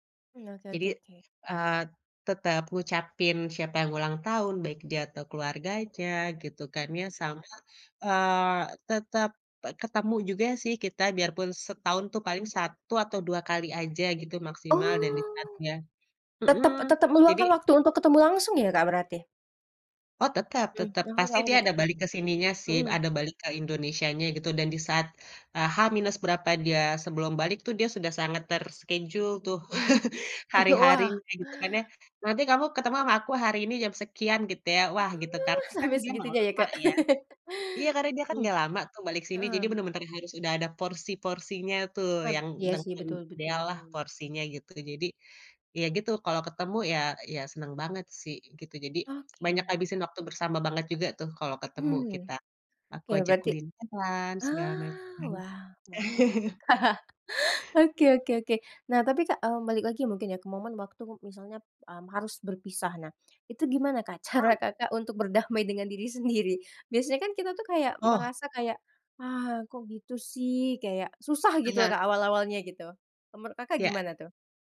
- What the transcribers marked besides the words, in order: drawn out: "Oh"; in English: "terschedule"; laugh; laugh; laugh; chuckle
- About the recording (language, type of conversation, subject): Indonesian, podcast, Bagaimana cara kamu menjaga persahabatan jarak jauh agar tetap terasa dekat?